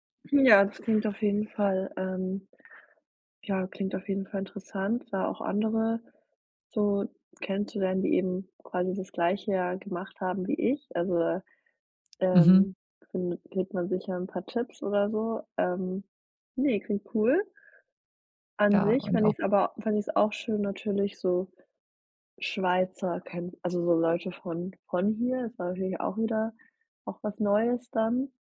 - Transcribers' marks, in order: none
- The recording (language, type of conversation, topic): German, advice, Wie kann ich entspannt neue Leute kennenlernen, ohne mir Druck zu machen?